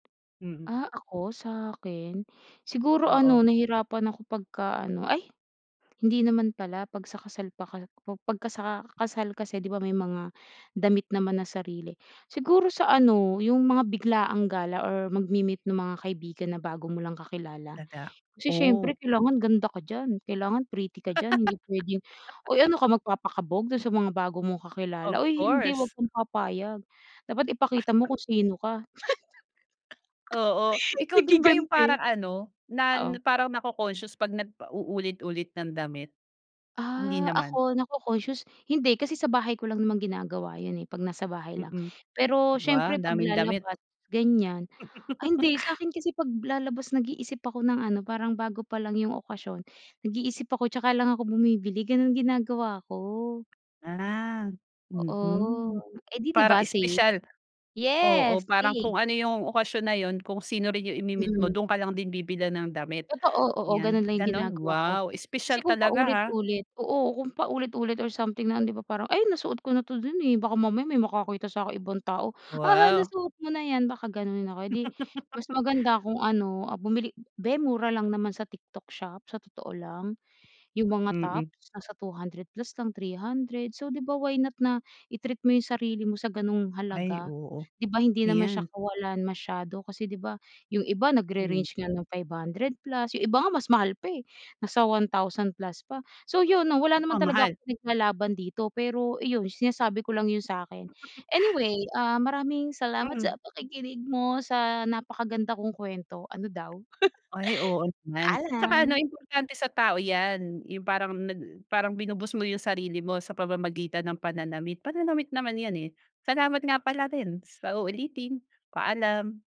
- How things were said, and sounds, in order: laugh; other noise; laugh; laugh; other background noise; laugh; tapping; chuckle; giggle
- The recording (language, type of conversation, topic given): Filipino, podcast, Paano mo ipinapakita ang iyong personalidad sa paraan ng pananamit mo?